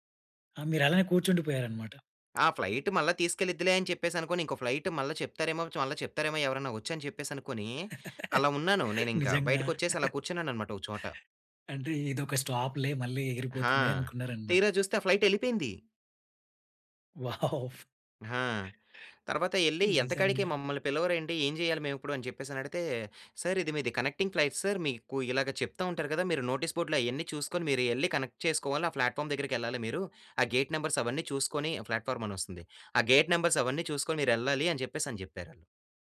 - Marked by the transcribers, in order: tapping; in English: "ఫ్లయిట్"; in English: "ఫ్లయిట్"; laughing while speaking: "నిజంగా"; in English: "స్టాప్‌లే"; in English: "ఫ్లయిట్"; chuckle; in English: "సార్"; in English: "కనెక్టింగ్ ఫ్లయిట్ సార్"; in English: "నోటీస్ బోర్డ్‌లో"; in English: "కనెక్ట్"; in English: "ప్లాట్‌ఫామ్"; in English: "గేట్ నెంబర్స్"; in English: "ప్లాట్ఫామ్"; in English: "గేట్ నంబర్స్"
- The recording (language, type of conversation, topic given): Telugu, podcast, ఒకసారి మీ విమానం తప్పిపోయినప్పుడు మీరు ఆ పరిస్థితిని ఎలా ఎదుర్కొన్నారు?